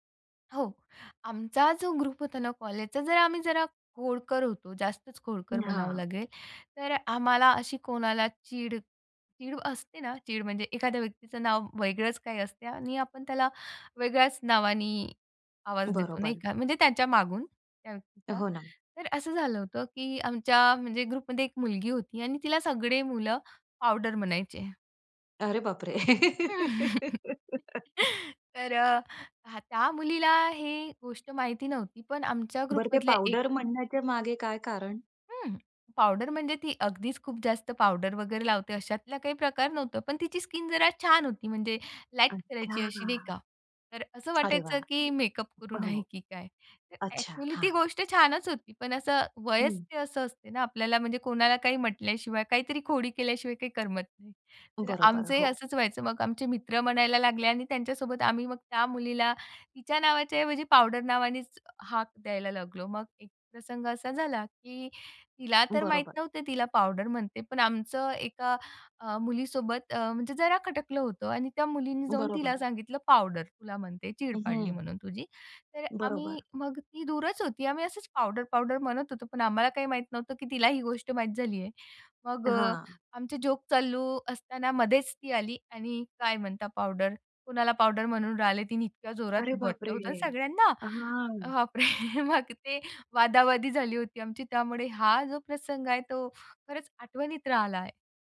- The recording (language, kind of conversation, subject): Marathi, podcast, शाळा किंवा कॉलेजच्या दिवसांची आठवण करून देणारं तुमचं आवडतं गाणं कोणतं आहे?
- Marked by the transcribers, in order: in English: "ग्रुप"; tapping; in English: "ग्रुपमध्ये"; chuckle; laugh; in English: "ग्रुपमधल्या"; other background noise; drawn out: "अच्छा!"; surprised: "अरे बापरे!"; laughing while speaking: "बाप रे!"